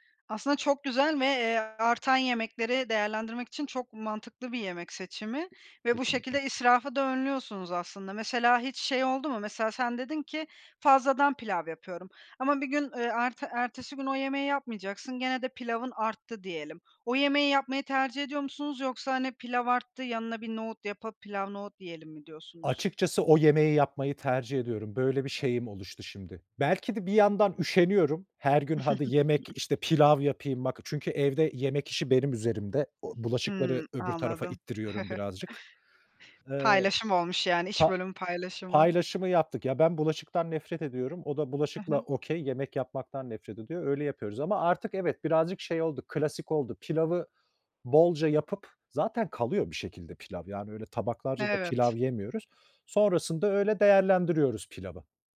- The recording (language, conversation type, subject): Turkish, podcast, Artan yemekleri yaratıcı şekilde değerlendirmek için hangi taktikleri kullanıyorsun?
- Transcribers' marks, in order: tapping; chuckle; other background noise; chuckle